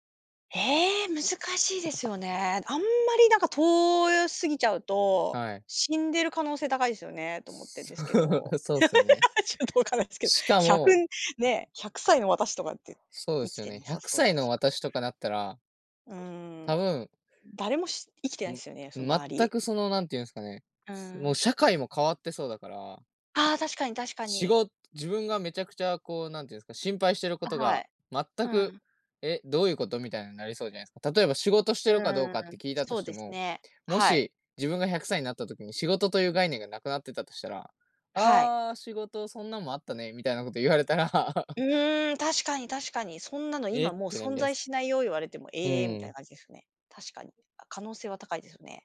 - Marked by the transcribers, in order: other background noise; laughing while speaking: "そう"; laugh; laughing while speaking: "ちょっとわかんないですけど"; laugh
- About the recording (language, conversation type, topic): Japanese, unstructured, 将来の自分に会えたら、何を聞きたいですか？